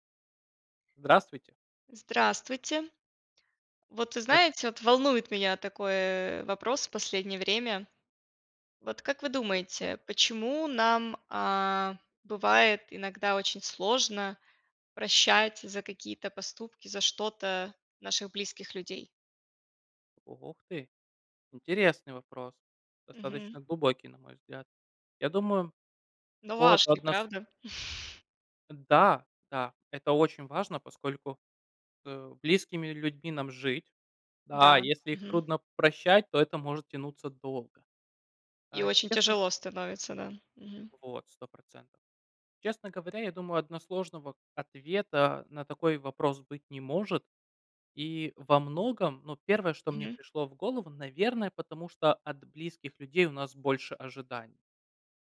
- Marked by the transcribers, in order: none
- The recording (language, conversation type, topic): Russian, unstructured, Почему, по вашему мнению, иногда бывает трудно прощать близких людей?